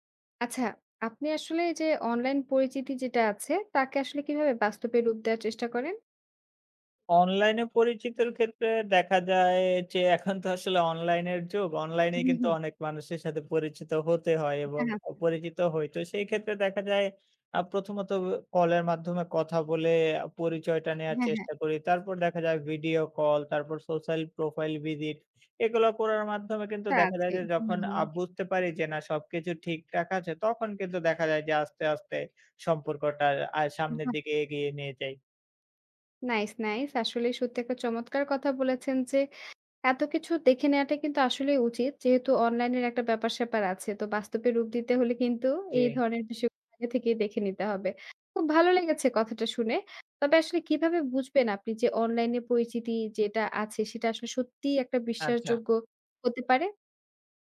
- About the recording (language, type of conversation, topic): Bengali, podcast, অনলাইনে পরিচয়ের মানুষকে আপনি কীভাবে বাস্তবে সরাসরি দেখা করার পর্যায়ে আনেন?
- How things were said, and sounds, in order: laughing while speaking: "এখন তো আসলে"; tapping; other background noise; unintelligible speech